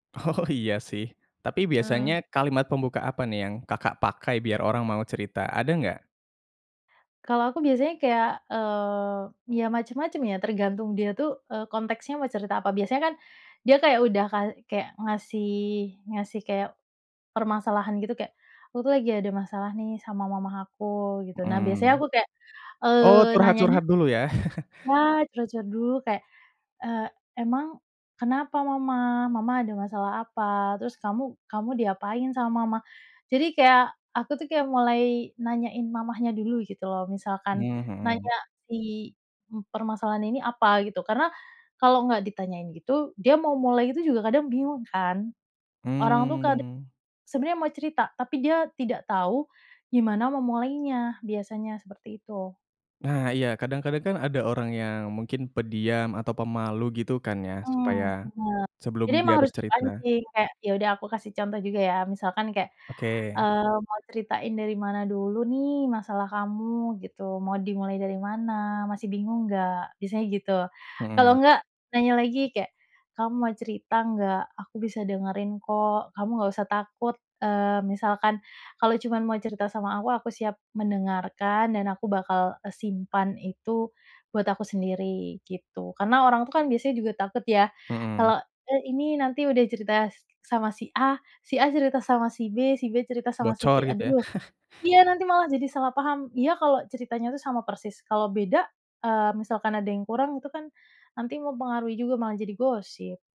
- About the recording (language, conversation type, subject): Indonesian, podcast, Bagaimana cara mengajukan pertanyaan agar orang merasa nyaman untuk bercerita?
- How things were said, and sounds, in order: laughing while speaking: "Oh"; chuckle; chuckle